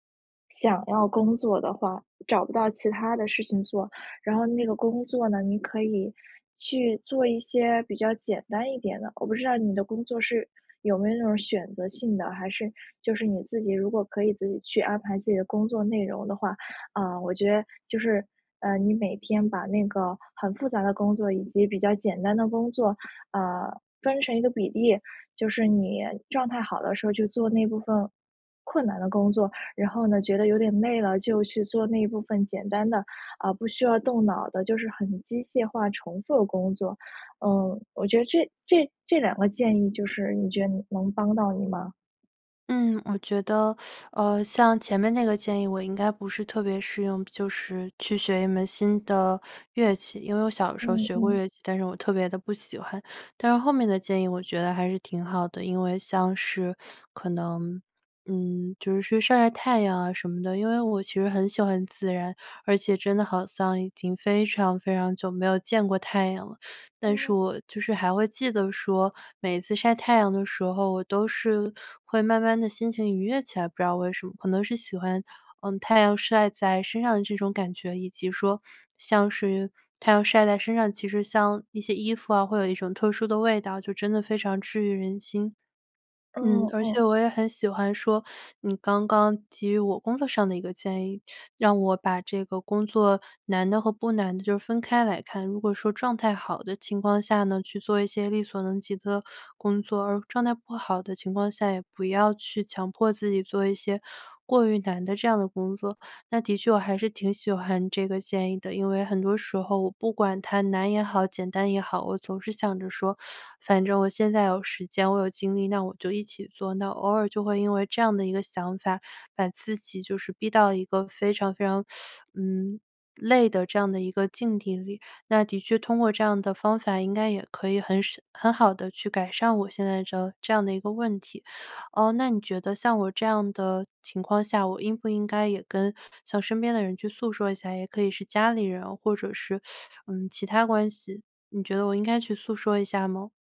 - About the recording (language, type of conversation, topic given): Chinese, advice, 休息时间被工作侵占让你感到精疲力尽吗？
- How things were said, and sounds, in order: teeth sucking; teeth sucking; teeth sucking; teeth sucking; teeth sucking